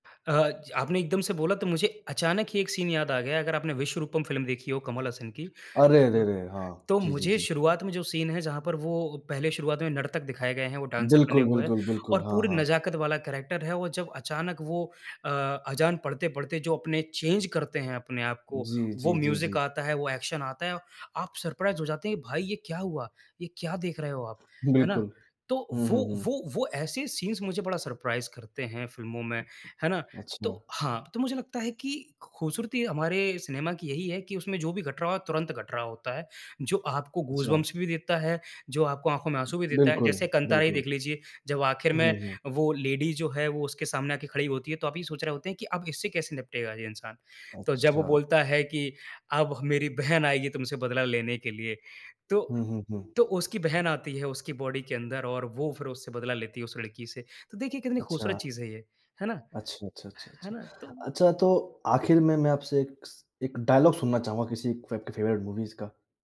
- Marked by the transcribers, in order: in English: "सीन"; in English: "सीन"; in English: "डान्सर"; in English: "कैरेक्टर"; in English: "चेंज"; in English: "म्यूजिक"; in English: "एक्शन"; in English: "सरप्राइज़"; in English: "सीन्स"; in English: "सरप्राइज़"; in English: "गूजबम्पस"; in English: "लेडी"; other background noise; in English: "बॉडी"; in English: "डायलॉग"; in English: "फ़े फ़ेवरेट मूवीज़"
- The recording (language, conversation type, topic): Hindi, podcast, आपकी सबसे पसंदीदा फिल्म कौन-सी है, और आपको वह क्यों पसंद है?
- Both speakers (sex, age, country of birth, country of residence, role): male, 20-24, India, India, host; male, 25-29, India, India, guest